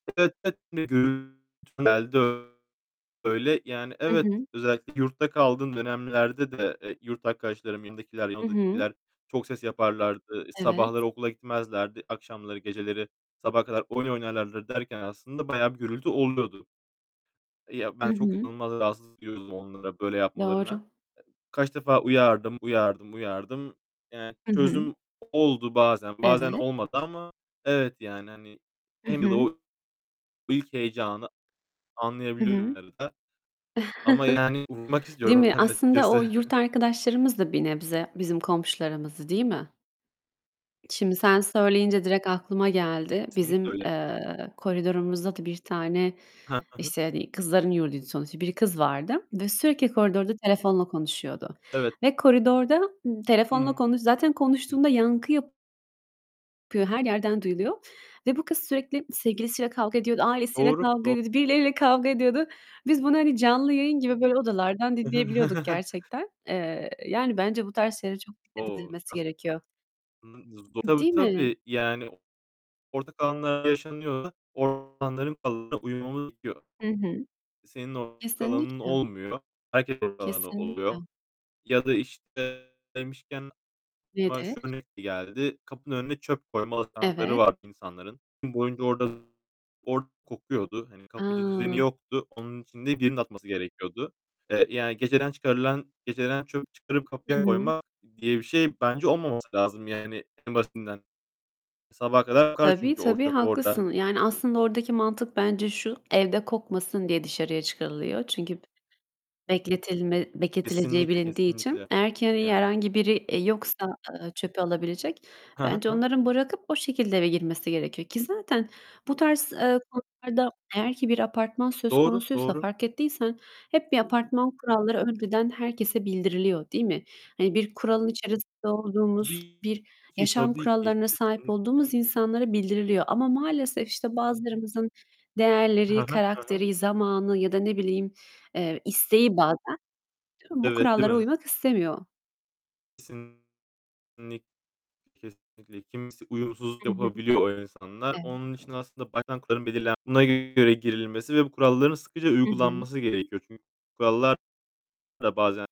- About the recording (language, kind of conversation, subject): Turkish, unstructured, Sizce iyi bir komşu nasıl olmalı?
- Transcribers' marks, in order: unintelligible speech; static; distorted speech; tapping; other background noise; chuckle; chuckle; chuckle; unintelligible speech; mechanical hum